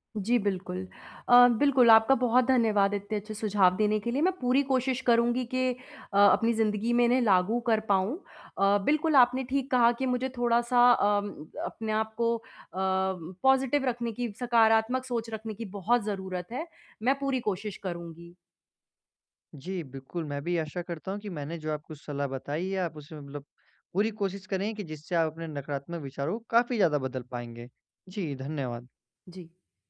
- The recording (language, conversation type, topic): Hindi, advice, नकारात्मक विचारों को कैसे बदलकर सकारात्मक तरीके से दोबारा देख सकता/सकती हूँ?
- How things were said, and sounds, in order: in English: "पॉजिटिव"